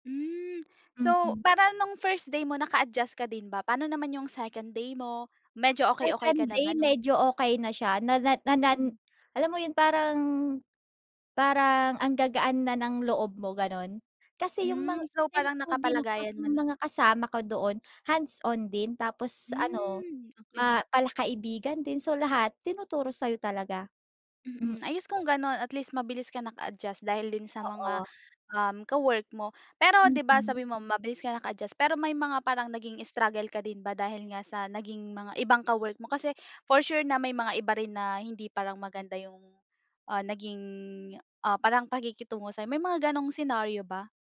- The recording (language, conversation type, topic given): Filipino, podcast, Ano ang pinakamalaking hamon na naranasan mo sa trabaho?
- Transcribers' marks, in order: none